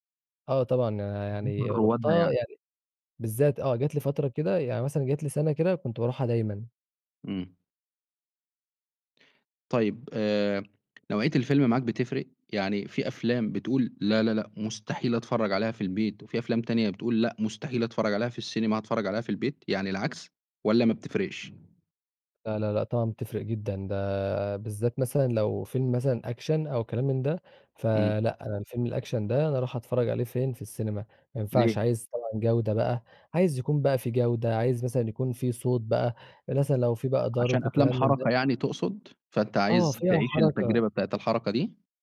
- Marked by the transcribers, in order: tapping; other background noise; in English: "Action"; in English: "الAction"
- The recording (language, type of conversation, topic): Arabic, podcast, إزاي بتختار تشوف الفيلم في السينما ولا في البيت؟
- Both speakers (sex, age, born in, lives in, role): male, 20-24, Egypt, Egypt, guest; male, 25-29, Egypt, Egypt, host